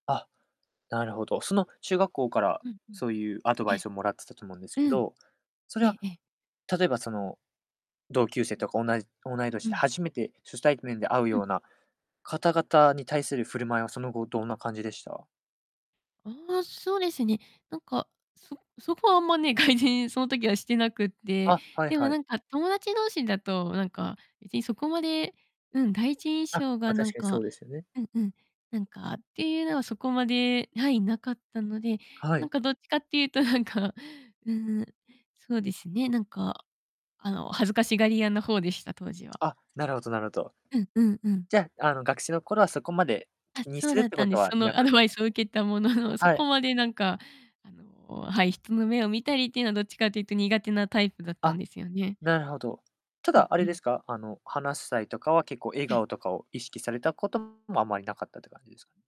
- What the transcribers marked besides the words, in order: tapping; distorted speech
- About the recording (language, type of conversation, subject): Japanese, podcast, 初対面で第一印象を良くするコツは何ですか？